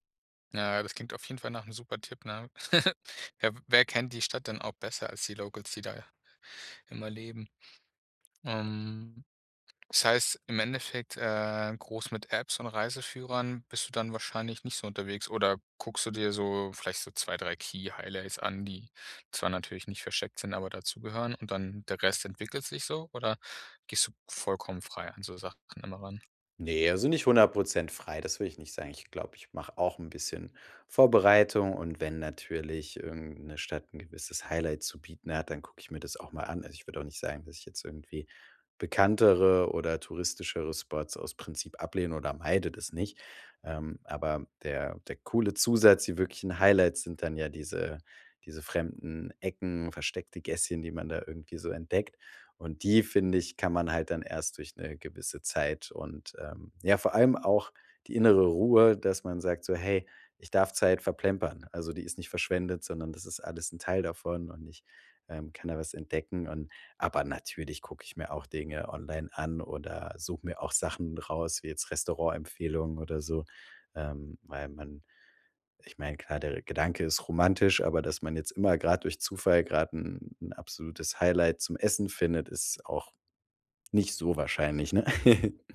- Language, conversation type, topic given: German, podcast, Wie findest du versteckte Ecken in fremden Städten?
- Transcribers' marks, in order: chuckle; chuckle